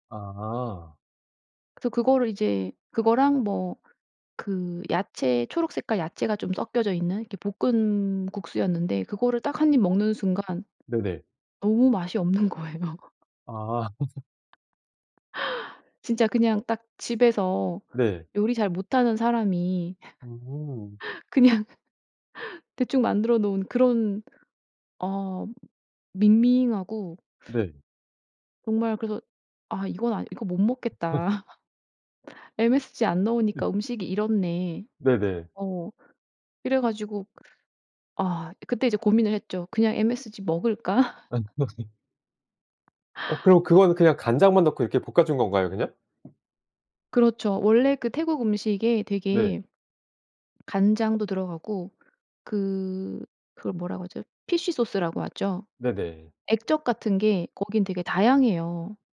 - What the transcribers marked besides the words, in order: tapping; laughing while speaking: "없는 거예요"; laugh; laughing while speaking: "그냥"; other background noise; laugh; laugh; in English: "피쉬소스라고"
- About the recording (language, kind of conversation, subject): Korean, podcast, 음식 때문에 생긴 웃긴 에피소드가 있나요?